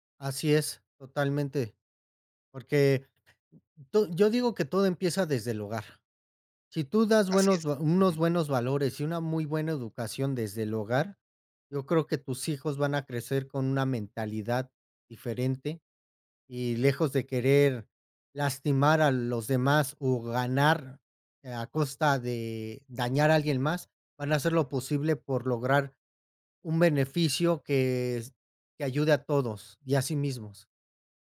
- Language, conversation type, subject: Spanish, podcast, ¿Qué opinas sobre el problema de los plásticos en la naturaleza?
- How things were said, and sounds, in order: none